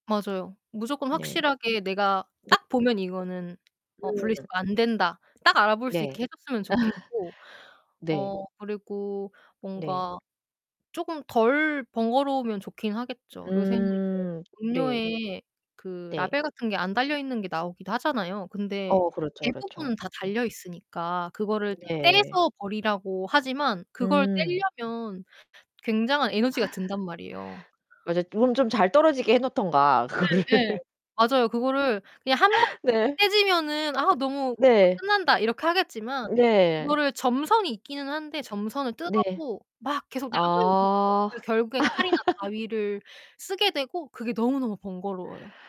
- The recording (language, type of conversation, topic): Korean, podcast, 쓰레기 분리수거를 더 잘하려면 무엇을 바꿔야 할까요?
- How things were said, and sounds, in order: other background noise; tapping; distorted speech; laugh; laugh; laughing while speaking: "그거를"; laugh; unintelligible speech; unintelligible speech; laugh